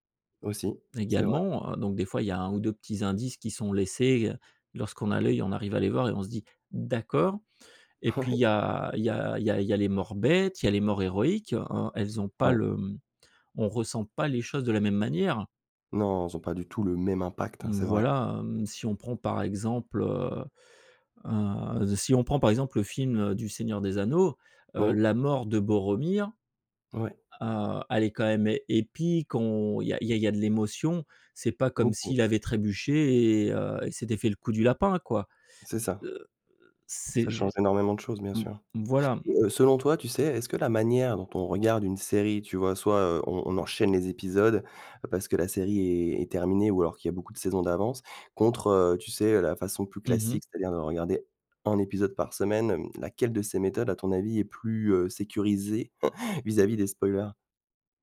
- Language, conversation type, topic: French, podcast, Pourquoi les spoilers gâchent-ils tant les séries ?
- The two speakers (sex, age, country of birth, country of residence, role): male, 40-44, France, France, host; male, 45-49, France, France, guest
- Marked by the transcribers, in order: chuckle; stressed: "impact"; stressed: "enchaîne"; other background noise